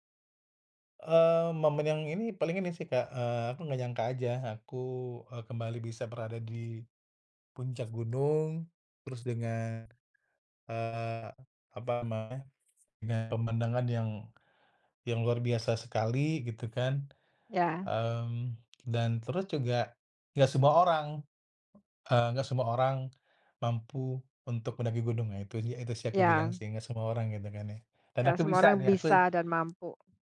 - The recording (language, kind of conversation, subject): Indonesian, podcast, Pengalaman apa yang membuat kamu menemukan tujuan hidupmu?
- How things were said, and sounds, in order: other background noise